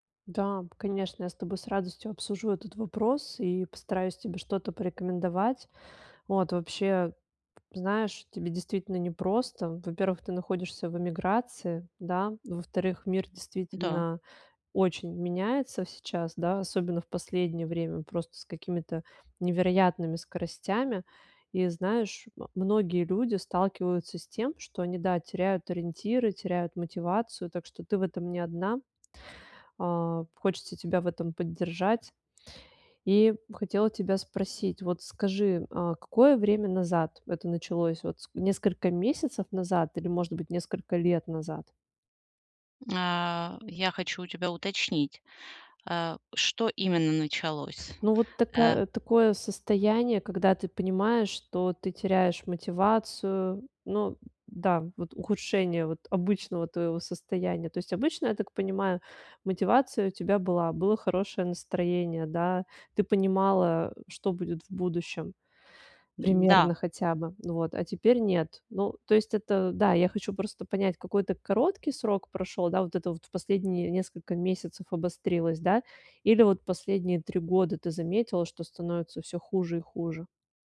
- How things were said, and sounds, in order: tapping
- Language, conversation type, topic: Russian, advice, Как поддерживать мотивацию в условиях неопределённости, когда планы часто меняются и будущее неизвестно?